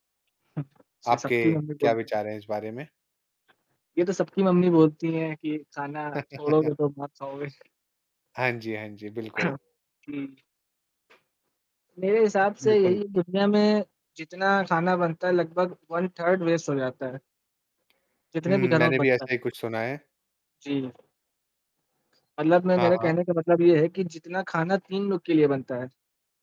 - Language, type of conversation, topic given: Hindi, unstructured, क्या आपको लगता है कि लोग खाने की बर्बादी होने तक ज़रूरत से ज़्यादा खाना बनाते हैं?
- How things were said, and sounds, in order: static; distorted speech; chuckle; throat clearing; tapping; in English: "वन-थर्ड वेस्ट"